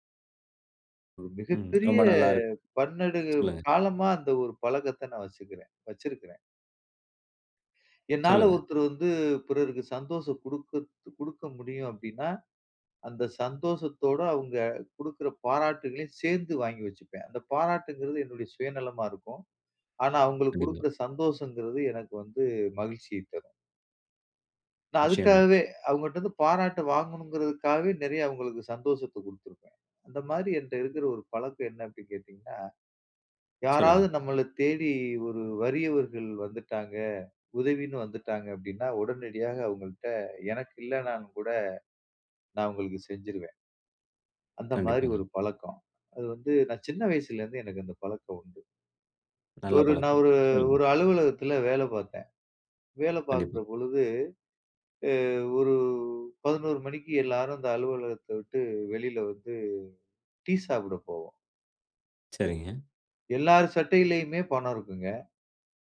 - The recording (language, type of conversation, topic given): Tamil, podcast, இதைச் செய்வதால் உங்களுக்கு என்ன மகிழ்ச்சி கிடைக்கிறது?
- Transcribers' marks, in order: tsk